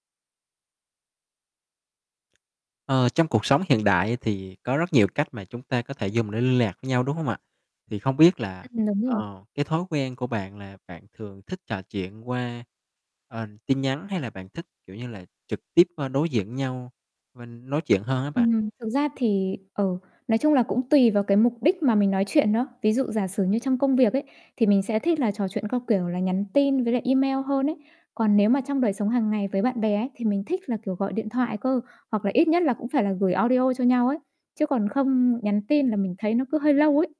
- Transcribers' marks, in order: tapping; distorted speech; static; in English: "audio"
- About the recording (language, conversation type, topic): Vietnamese, podcast, Bạn thích gọi điện thoại hay nhắn tin hơn, và vì sao?